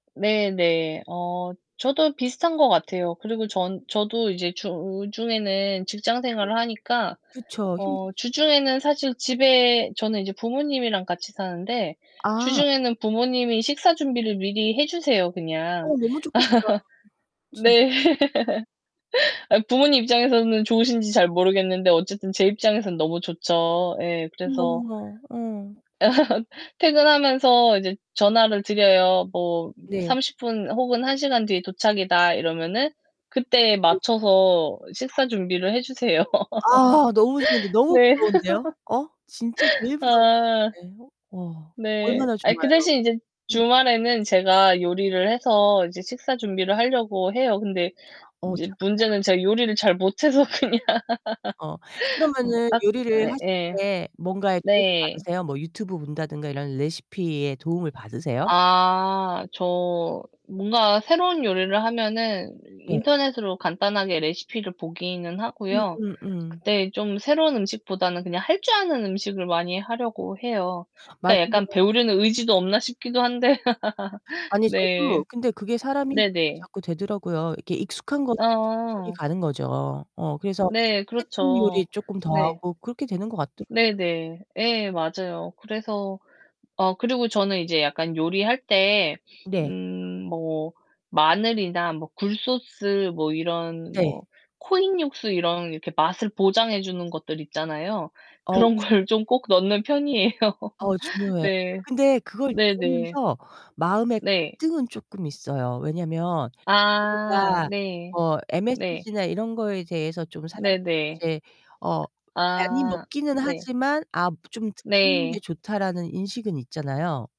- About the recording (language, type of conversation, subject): Korean, unstructured, 음식을 준비할 때 가장 중요하다고 생각하는 점은 무엇인가요?
- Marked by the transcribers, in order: tapping; distorted speech; laugh; other background noise; laugh; unintelligible speech; laugh; laughing while speaking: "네"; laugh; laughing while speaking: "그냥"; laugh; laughing while speaking: "그런 걸 좀 꼭 넣는 편이예요"; laugh